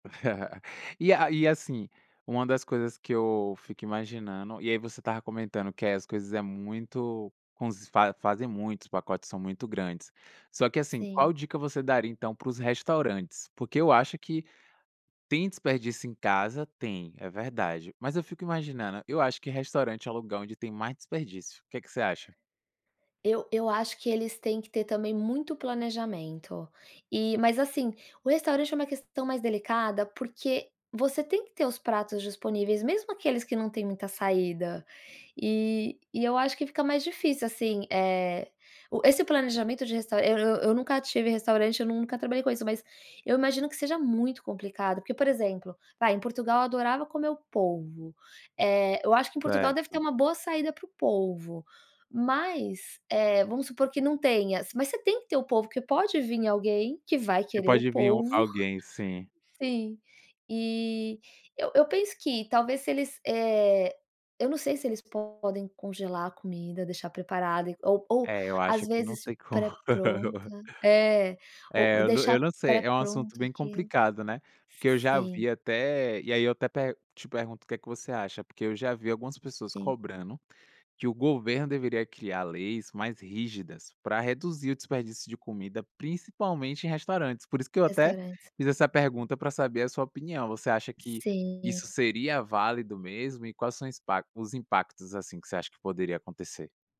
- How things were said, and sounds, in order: chuckle; laugh; other background noise
- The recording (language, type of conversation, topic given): Portuguese, podcast, Como reduzir o desperdício de comida com atitudes simples?